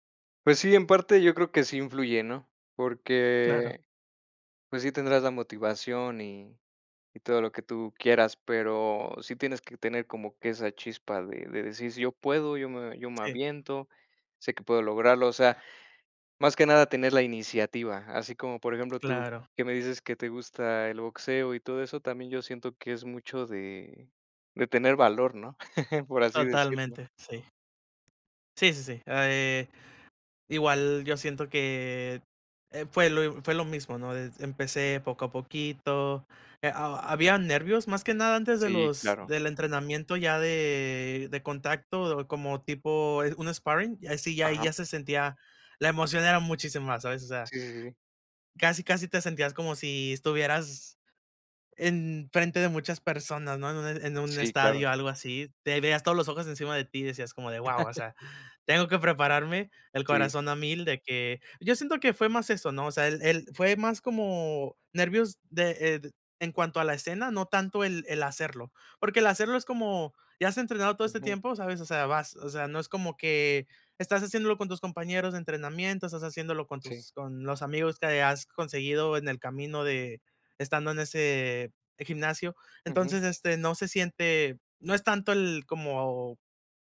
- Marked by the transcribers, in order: other background noise; chuckle; laugh
- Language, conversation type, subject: Spanish, unstructured, ¿Te gusta pasar tiempo al aire libre?